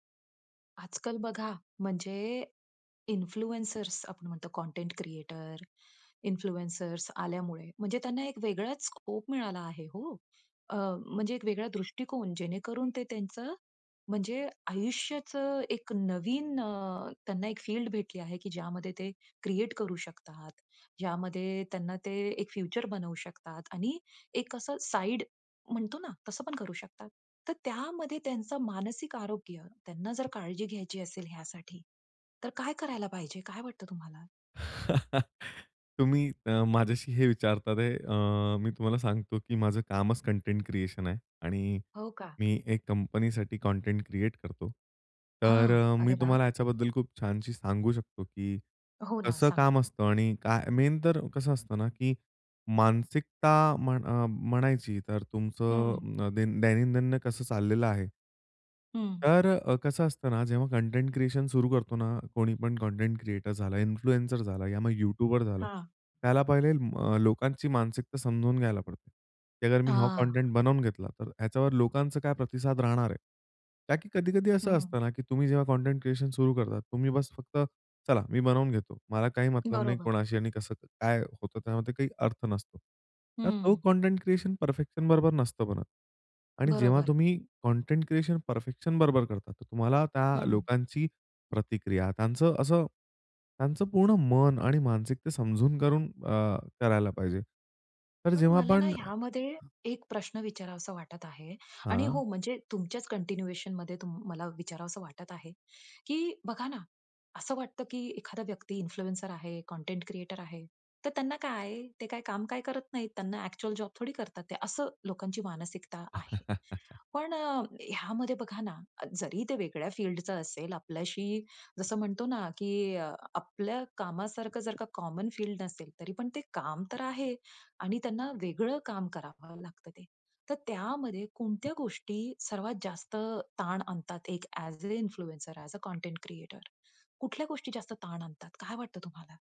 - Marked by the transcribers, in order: in English: "इन्फ्लुएन्सर्स"; in English: "इन्फ्लुएन्सर्स"; in English: "स्कोप"; chuckle; other noise; in English: "मेन"; in English: "इन्फ्लुएन्सर"; tapping; in English: "परफेक्शन"; in English: "परफेक्शन"; in English: "कंटिन्युएशनमध्ये"; in English: "इन्फ्लुएन्सर"; chuckle; in English: "ॲज अ इन्फ्लुएन्सर, ॲज अ"
- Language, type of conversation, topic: Marathi, podcast, कंटेंट निर्माते म्हणून काम करणाऱ्या व्यक्तीने मानसिक आरोग्याची काळजी घेण्यासाठी काय करावे?